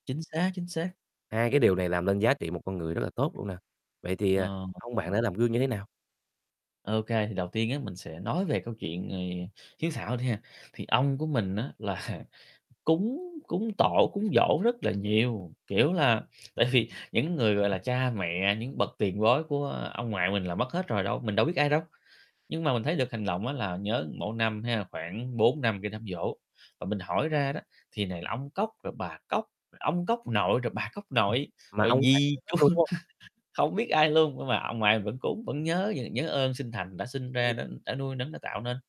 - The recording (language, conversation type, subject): Vietnamese, podcast, Bạn nhớ nhất bài học quý giá nào mà ông bà đã dạy bạn?
- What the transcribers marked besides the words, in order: distorted speech; mechanical hum; tapping; other background noise; laughing while speaking: "là"; laughing while speaking: "tại vì"; laughing while speaking: "chú"; chuckle